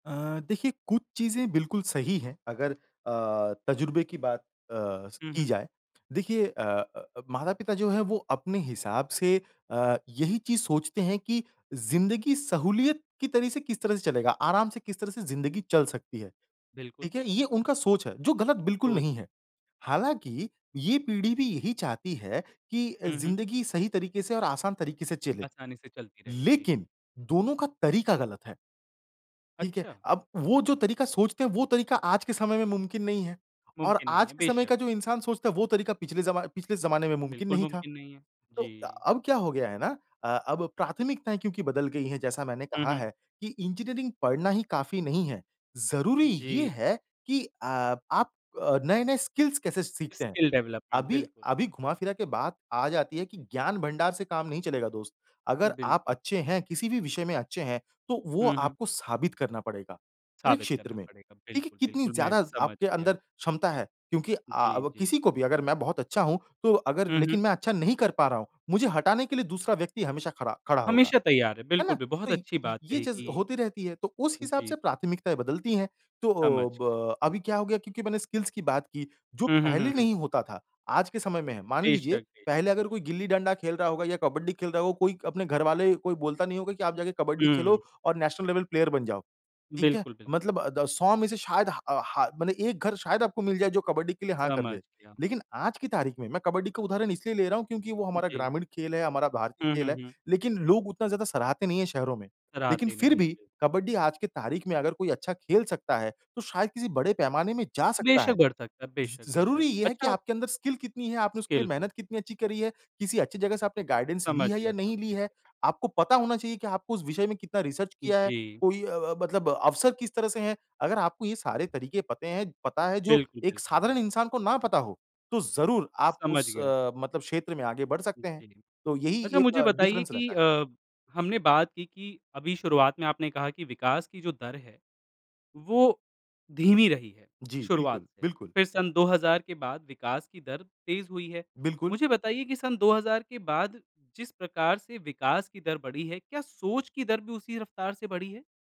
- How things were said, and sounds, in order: in English: "स्किल्स"; in English: "स्किल डेवलपमेंट"; in English: "स्किल्स"; in English: "नेशनल लेवल प्लेयर"; in English: "स्किल"; in English: "स्किल"; in English: "गाइडेंस"; in English: "रिसर्च"; in English: "डिफ़रेंस"
- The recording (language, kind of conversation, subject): Hindi, podcast, जेनरेशन गैप से निपटने के लिए आपके कुछ आसान सुझाव क्या हैं?